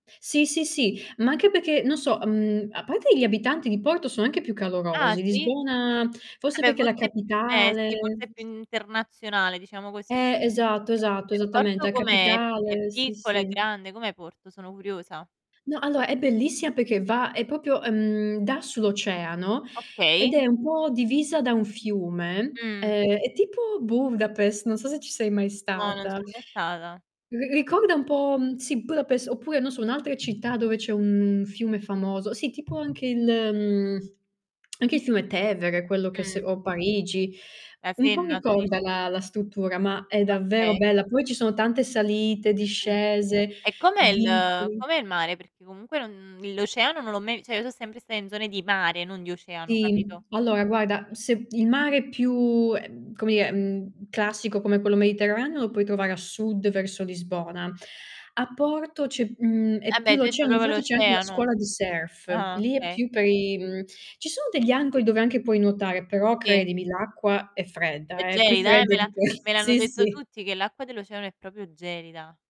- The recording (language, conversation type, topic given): Italian, unstructured, Qual è il viaggio che ti è rimasto più nel cuore?
- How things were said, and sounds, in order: "anche" said as "ache"; "perché" said as "peché"; "parte" said as "pate"; distorted speech; other background noise; tapping; "allora" said as "alloa"; "proprio" said as "popio"; "Budapest" said as "Buvdapes"; "Budapest" said as "Budapes"; lip smack; "cioè" said as "ceh"; stressed: "mare"; drawn out: "più"; "proprio" said as "propo"; "angoli" said as "angoi"; laughing while speaking: "que"; "proprio" said as "propio"